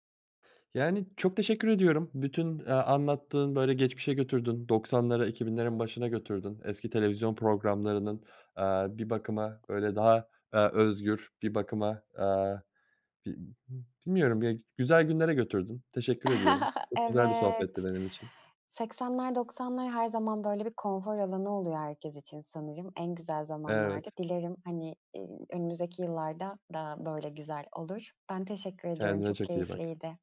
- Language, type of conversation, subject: Turkish, podcast, Eski yılbaşı programlarından aklında kalan bir sahne var mı?
- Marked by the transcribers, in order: other background noise; chuckle